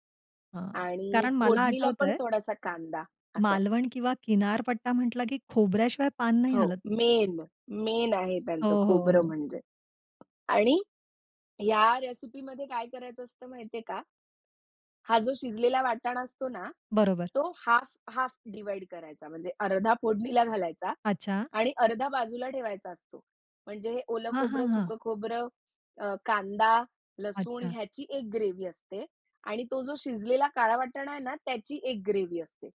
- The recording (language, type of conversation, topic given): Marathi, podcast, अन्नामुळे आठवलेली तुमची एखादी खास कौटुंबिक आठवण सांगाल का?
- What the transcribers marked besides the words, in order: in English: "मेन. मेन"; tapping; in English: "हाल्फ, हाल्फ डिव्हाईड"; in English: "ग्रेव्ही"; in English: "ग्रेव्ही"